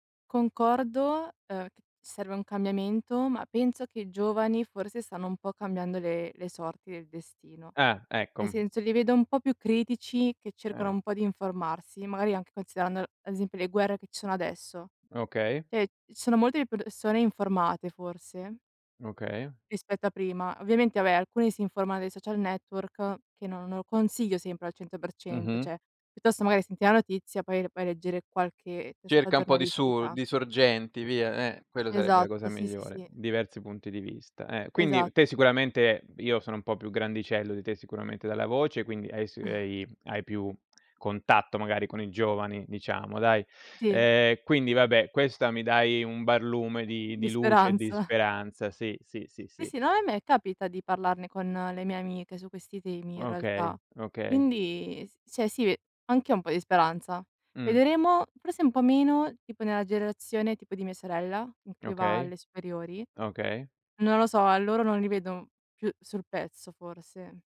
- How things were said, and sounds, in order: "vabbè" said as "abè"; "Cioè" said as "ceh"; other background noise; chuckle; laughing while speaking: "speranza"; "cioè" said as "ceh"; "generazione" said as "gerazione"
- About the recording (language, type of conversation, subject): Italian, unstructured, Pensi che la censura possa essere giustificata nelle notizie?